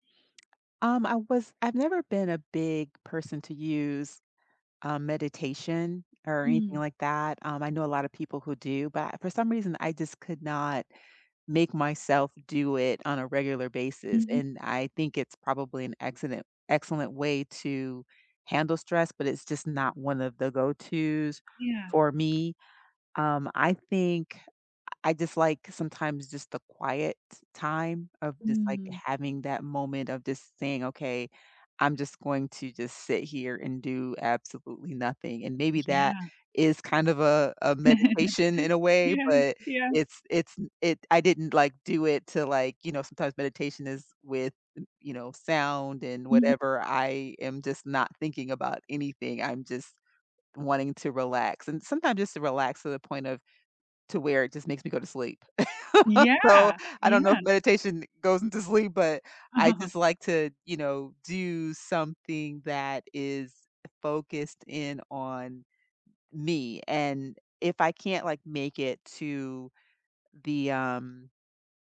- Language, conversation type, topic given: English, unstructured, What is one way your approach to handling stress has changed over time?
- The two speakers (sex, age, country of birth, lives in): female, 45-49, United States, United States; female, 50-54, United States, United States
- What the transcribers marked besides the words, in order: other background noise; chuckle; laughing while speaking: "Yes"; chuckle; laugh; tapping